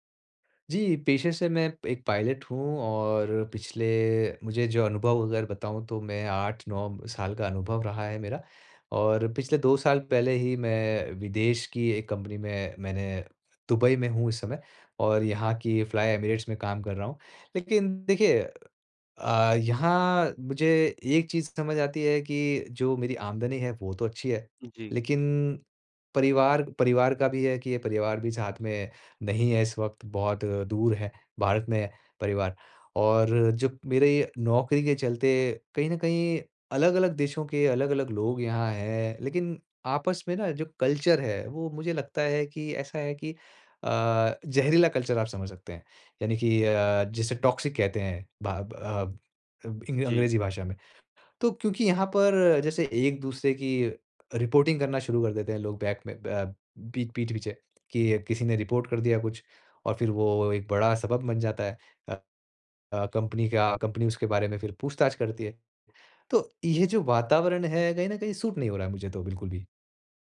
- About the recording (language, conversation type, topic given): Hindi, advice, नई नौकरी और अलग कामकाजी वातावरण में ढलने का आपका अनुभव कैसा रहा है?
- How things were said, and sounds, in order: "एक" said as "पेक"; in English: "पायलट"; in English: "कल्चर"; in English: "कल्चर"; in English: "टॉक्सिक"; in English: "रिपोर्टिंग"; in English: "रिपोर्ट"; in English: "सूट"